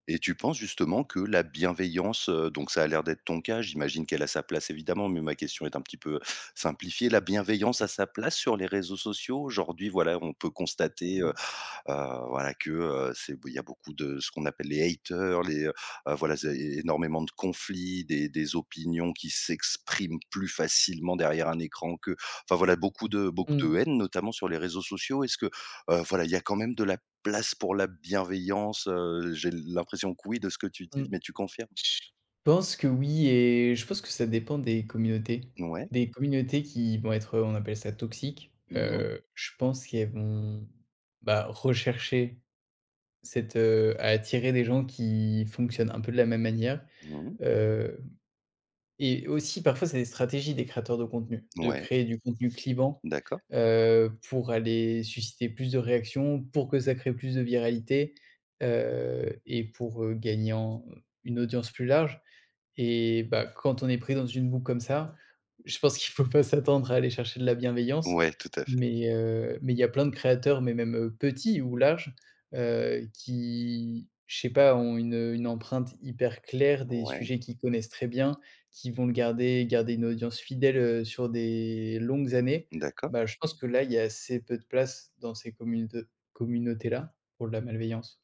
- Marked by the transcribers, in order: other background noise; unintelligible speech; in English: "haters"; stressed: "s'expriment"; tapping; stressed: "place"; laughing while speaking: "faut pas s'attendre"; drawn out: "qui"
- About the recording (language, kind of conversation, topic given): French, podcast, Est-ce que tu trouves que le temps passé en ligne nourrit ou, au contraire, vide les liens ?